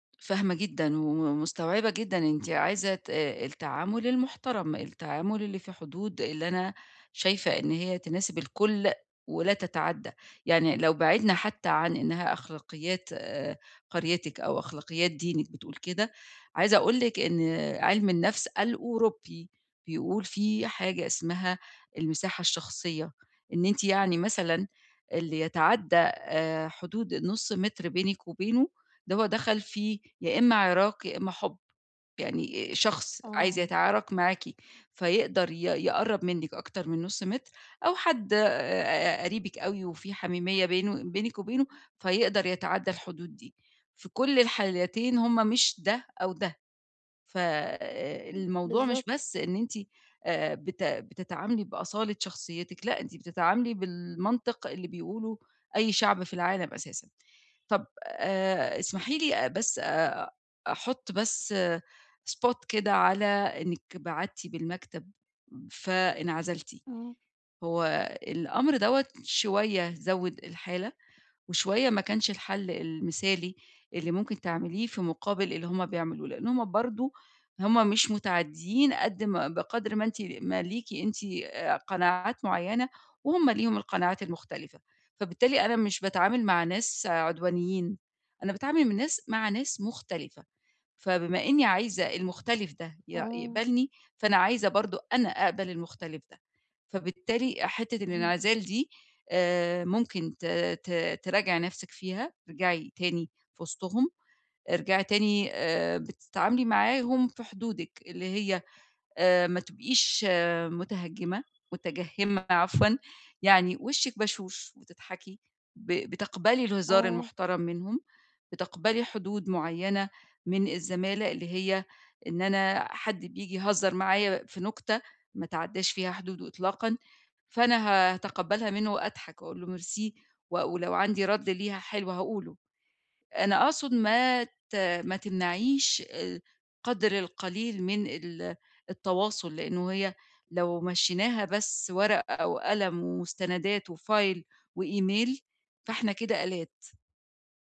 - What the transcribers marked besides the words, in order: other background noise; in English: "spot"; in English: "وfile وemail"
- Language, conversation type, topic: Arabic, advice, إزاي أوازن بين إنّي أكون على طبيعتي وبين إني أفضّل مقبول عند الناس؟